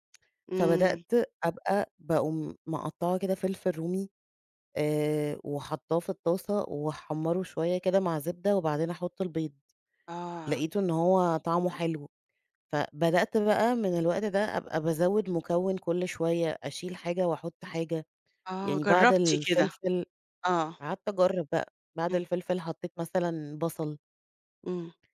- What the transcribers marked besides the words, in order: none
- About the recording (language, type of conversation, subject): Arabic, podcast, إزاي بتحوّل مكونات بسيطة لوجبة لذيذة؟